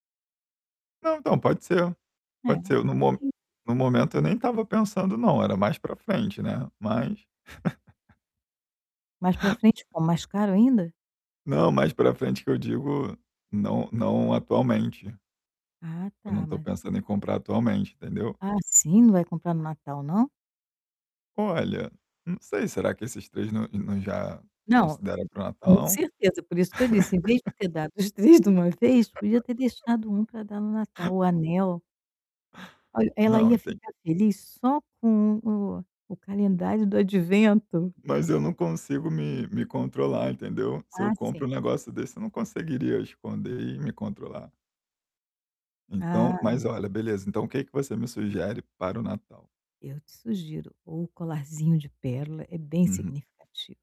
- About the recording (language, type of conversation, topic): Portuguese, advice, Como escolher presentes significativos sem estourar o orçamento?
- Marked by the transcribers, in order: static; unintelligible speech; laugh; tapping; other background noise; distorted speech; laugh; laughing while speaking: "três"; laugh